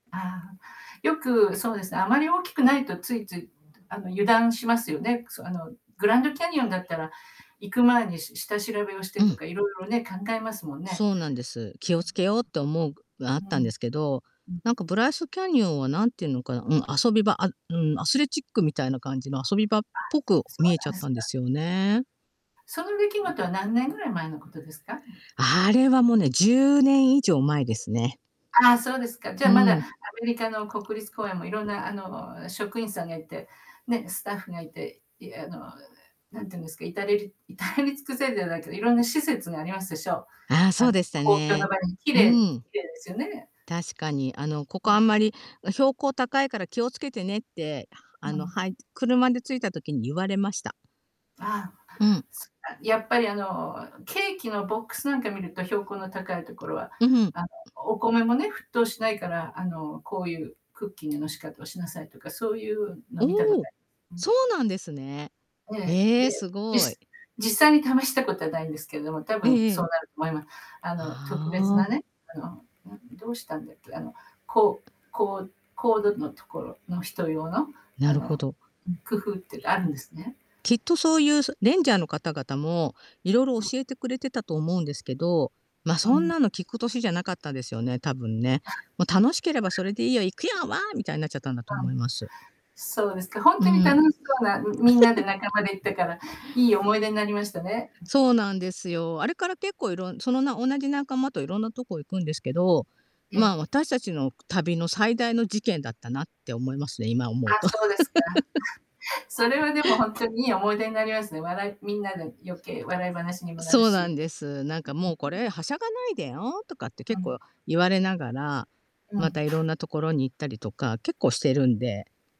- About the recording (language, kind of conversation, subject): Japanese, podcast, 旅先での失敗があとで笑い話になったことはありますか？
- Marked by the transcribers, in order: distorted speech; "出来事" said as "れきごと"; tapping; laughing while speaking: "至れり尽くせるじゃないけど"; laugh; laugh